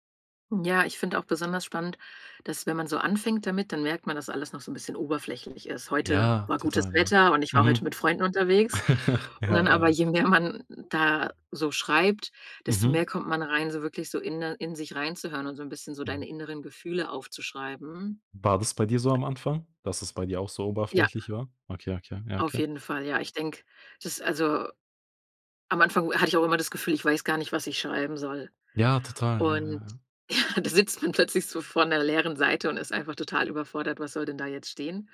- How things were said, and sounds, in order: laugh; other background noise; laughing while speaking: "ja, da sitzt man"
- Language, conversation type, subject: German, podcast, Wie kannst du dich selbst besser kennenlernen?